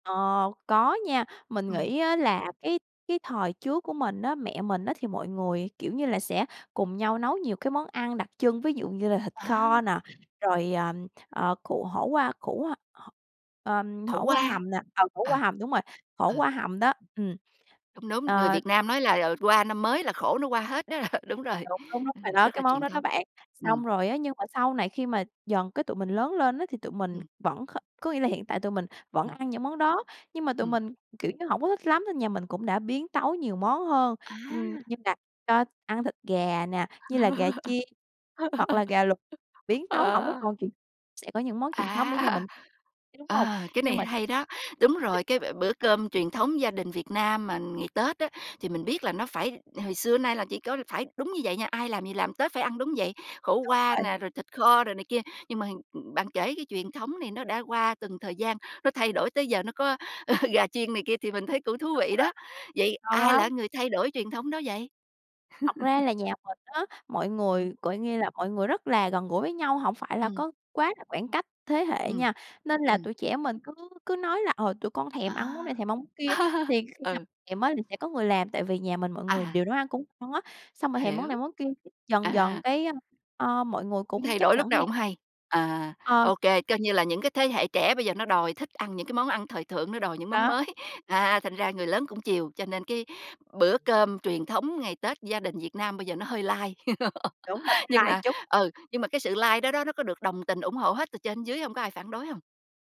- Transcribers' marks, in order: tapping; other background noise; laughing while speaking: "r"; unintelligible speech; laugh; laughing while speaking: "À"; laughing while speaking: "À!"; "ừm" said as "ừn"; laughing while speaking: "ờ"; unintelligible speech; chuckle; laugh; "thèm" said as "èm"; "ngon" said as "on"; laughing while speaking: "mới"; laugh
- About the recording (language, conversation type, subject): Vietnamese, podcast, Bạn có thể kể về một truyền thống gia đình mà bạn trân trọng không?